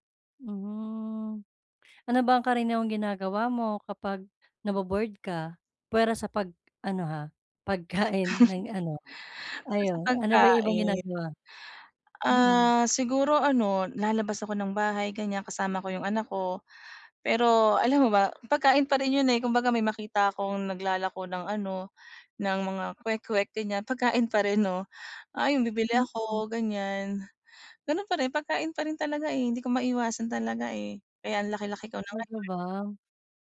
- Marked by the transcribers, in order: tapping; chuckle; other background noise
- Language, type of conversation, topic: Filipino, advice, Paano ko mababawasan ang pagmemeryenda kapag nababagot ako sa bahay?